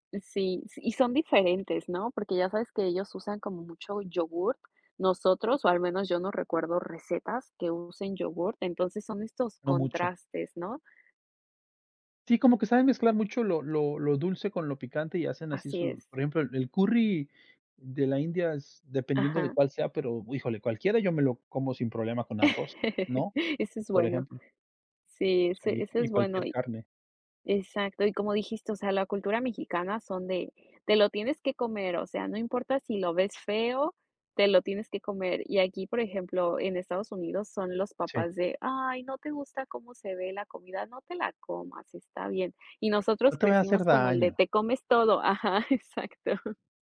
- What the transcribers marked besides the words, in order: chuckle; put-on voice: "No te vaya hacer daño"; laughing while speaking: "Ajá, exacto"; chuckle
- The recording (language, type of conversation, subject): Spanish, unstructured, ¿Qué papel juega la comida en la identidad cultural?